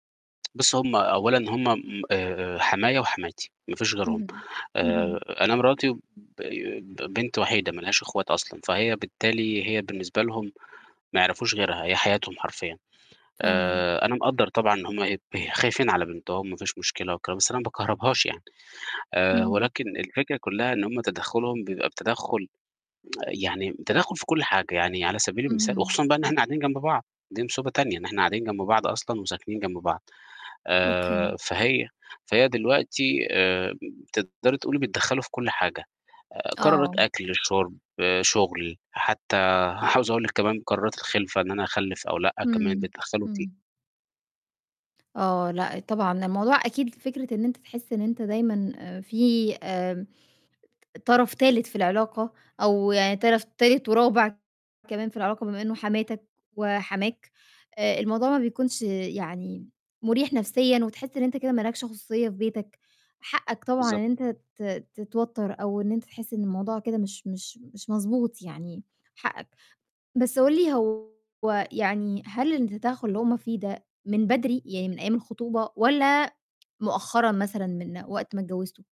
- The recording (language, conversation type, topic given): Arabic, advice, إزاي أتعامل مع توتر مع أهل الزوج/الزوجة بسبب تدخلهم في اختيارات الأسرة؟
- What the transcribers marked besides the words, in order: tsk; tsk; other noise; laughing while speaking: "عاوز أقول لِك"; tapping; distorted speech